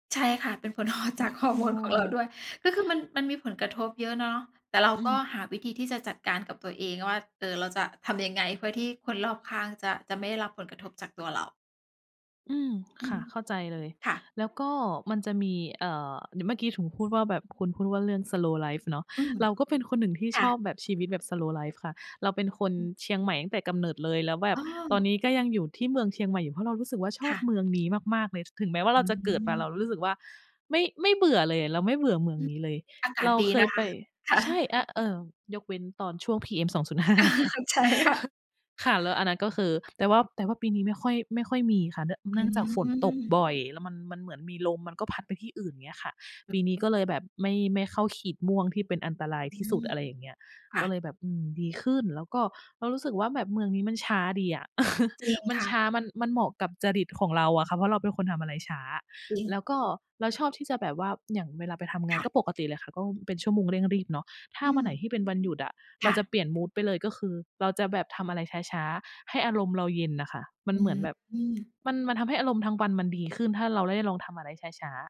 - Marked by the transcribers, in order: laughing while speaking: "ฮอร์"; laughing while speaking: "สองจุดห้า"; chuckle; laughing while speaking: "เข้าใจค่ะ"; drawn out: "อืม"; other background noise; laugh
- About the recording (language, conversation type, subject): Thai, unstructured, มีอะไรช่วยให้คุณรู้สึกดีขึ้นตอนอารมณ์ไม่ดีไหม?